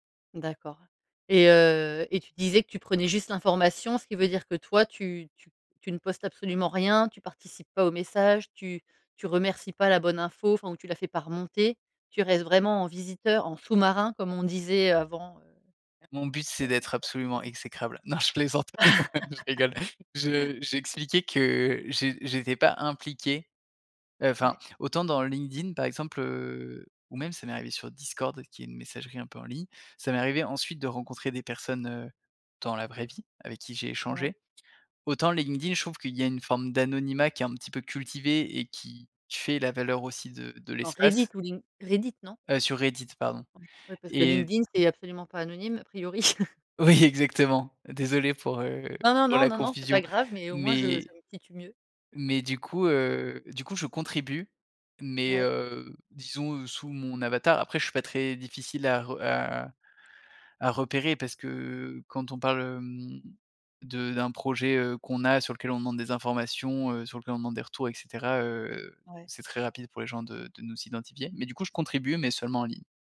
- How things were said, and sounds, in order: other background noise; unintelligible speech; laugh; chuckle; laughing while speaking: "Oui"
- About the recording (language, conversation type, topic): French, podcast, Comment trouver des communautés quand on apprend en solo ?